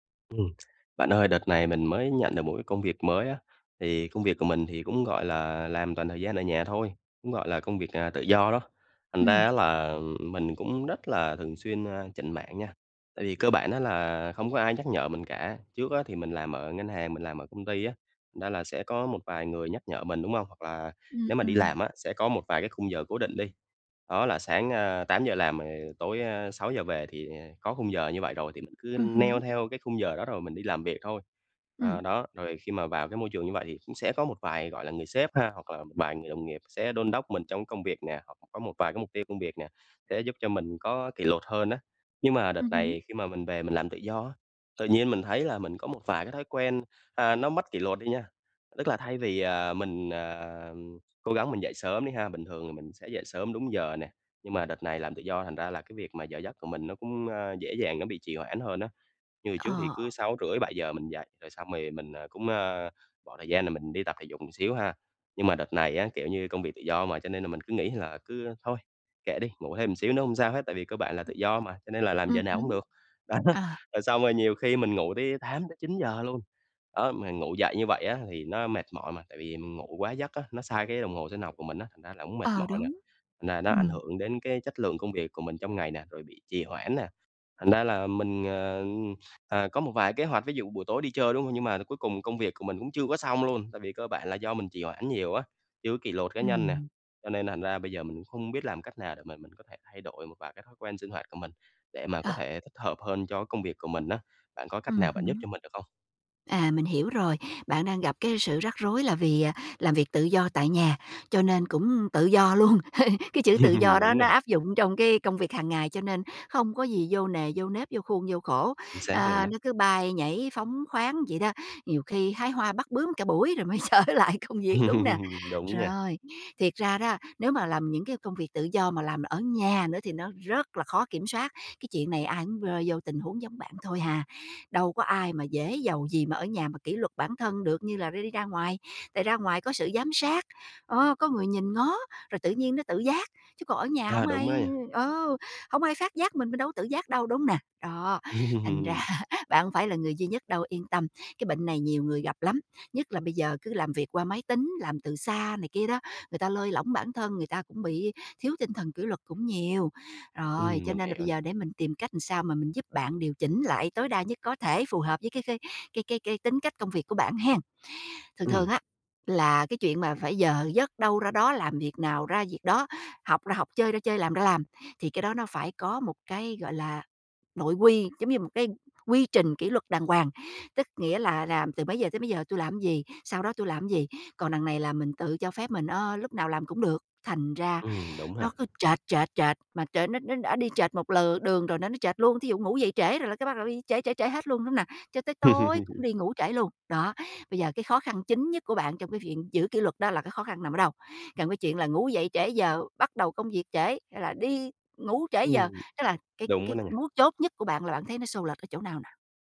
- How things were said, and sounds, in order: tapping; laughing while speaking: "nghĩ"; laughing while speaking: "đó"; unintelligible speech; other background noise; laughing while speaking: "luôn"; laugh; laugh; laughing while speaking: "trở lại"; laugh; laughing while speaking: "ra"; laugh; laugh
- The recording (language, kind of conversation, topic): Vietnamese, advice, Làm sao để duy trì kỷ luật cá nhân trong công việc hằng ngày?